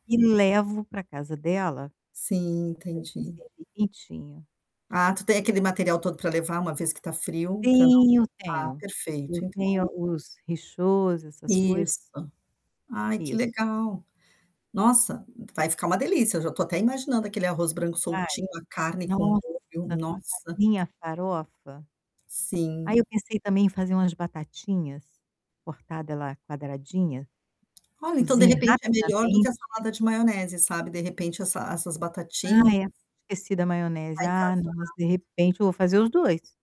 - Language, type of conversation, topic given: Portuguese, advice, Como posso cozinhar para outras pessoas com mais confiança?
- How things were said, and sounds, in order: static; distorted speech; in English: "rechauds"; tapping